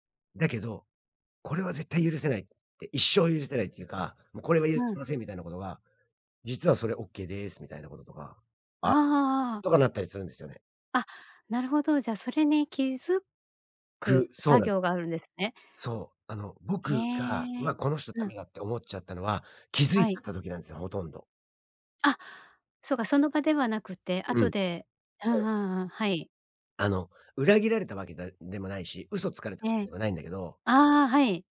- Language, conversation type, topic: Japanese, podcast, 直感と理屈、普段どっちを優先する？
- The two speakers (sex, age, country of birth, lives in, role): female, 50-54, Japan, Japan, host; male, 45-49, Japan, United States, guest
- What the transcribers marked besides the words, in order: other background noise